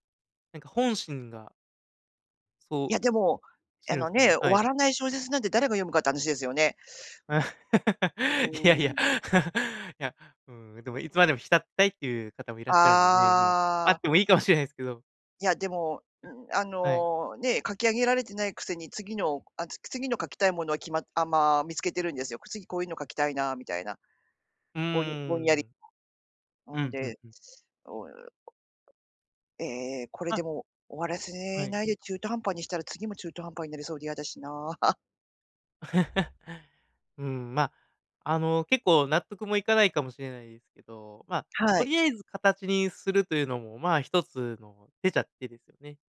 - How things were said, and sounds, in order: laugh; groan; other noise; laugh
- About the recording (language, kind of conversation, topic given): Japanese, advice, 毎日短時間でも創作を続けられないのはなぜですか？